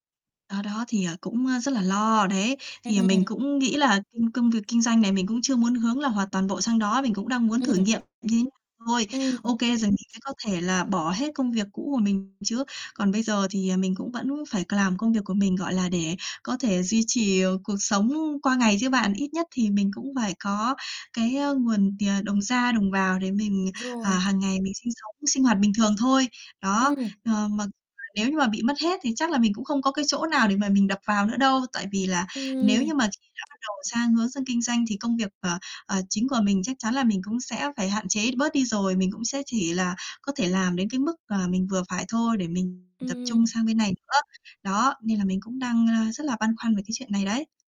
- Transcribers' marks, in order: distorted speech; "thế" said as "nghế"; tapping; other background noise; unintelligible speech
- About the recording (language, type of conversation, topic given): Vietnamese, advice, Làm sao để vượt qua nỗi sợ bắt đầu kinh doanh vì lo thất bại và mất tiền?